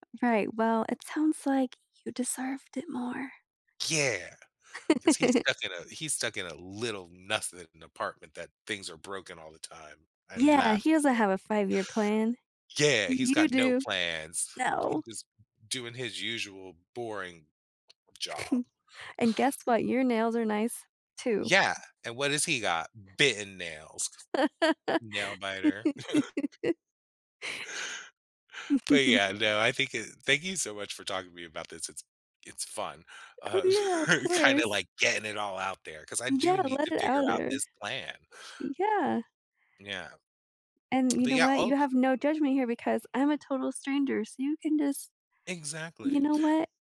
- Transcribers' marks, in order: put-on voice: "you deserved it more"; chuckle; put-on voice: "I laugh at him"; tapping; chuckle; stressed: "Bitten"; laugh; chuckle; chuckle; chuckle; stressed: "getting"
- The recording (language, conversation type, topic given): English, unstructured, What do you hope to achieve in the next five years?